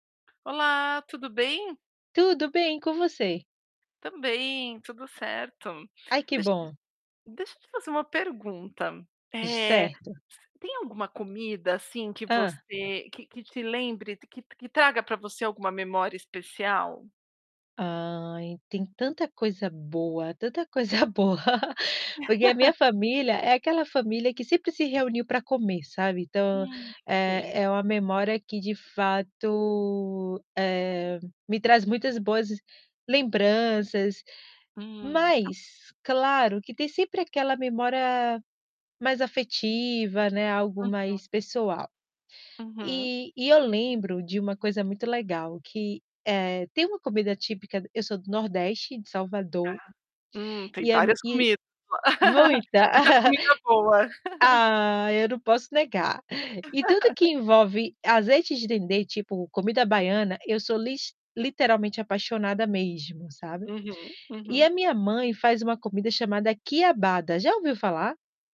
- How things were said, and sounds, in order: tapping; unintelligible speech; distorted speech; laughing while speaking: "coisa boa"; laugh; unintelligible speech; laugh; laugh
- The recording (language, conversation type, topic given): Portuguese, unstructured, Há alguma comida que lhe traga memórias especiais?